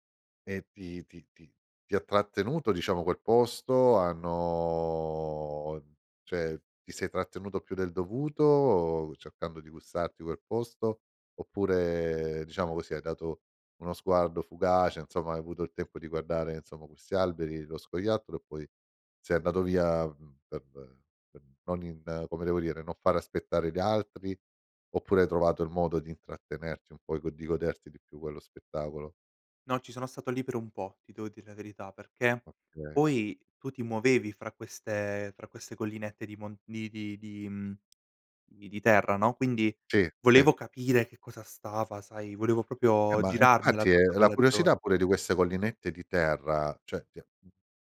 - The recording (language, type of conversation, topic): Italian, podcast, Raccontami un’esperienza in cui la natura ti ha sorpreso all’improvviso?
- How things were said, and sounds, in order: "cioè" said as "ceh"; "Insomma" said as "nsomma"; "insomma" said as "nsomma"; "proprio" said as "propio"; "cioè" said as "ceh"